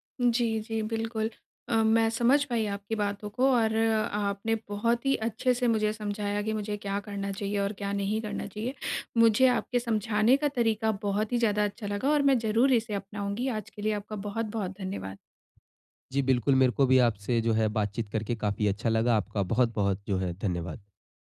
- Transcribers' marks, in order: none
- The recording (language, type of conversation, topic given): Hindi, advice, ईर्ष्या के बावजूद स्वस्थ दोस्ती कैसे बनाए रखें?